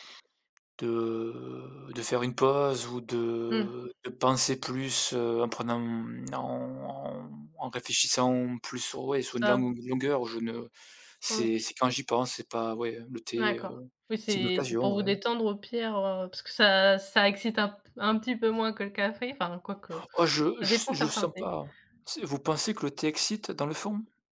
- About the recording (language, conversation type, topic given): French, unstructured, Êtes-vous plutôt café ou thé pour commencer votre journée ?
- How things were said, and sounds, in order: drawn out: "de"; drawn out: "de"; tapping; drawn out: "en"; other background noise